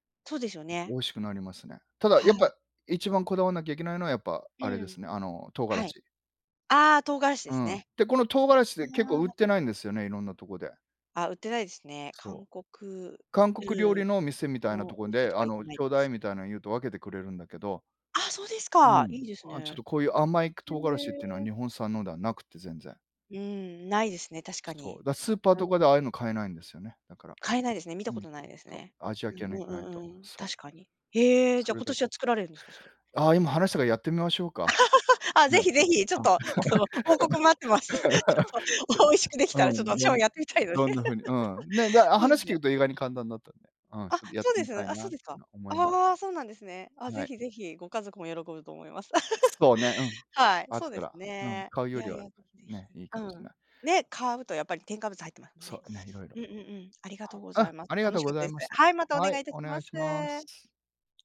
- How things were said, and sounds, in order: tapping; laugh; laughing while speaking: "あの、報告待ってます。ちょっと … てみたいので"; "聞く" said as "きう"; laugh; laugh
- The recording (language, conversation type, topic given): Japanese, unstructured, 家でよく作る料理は何ですか？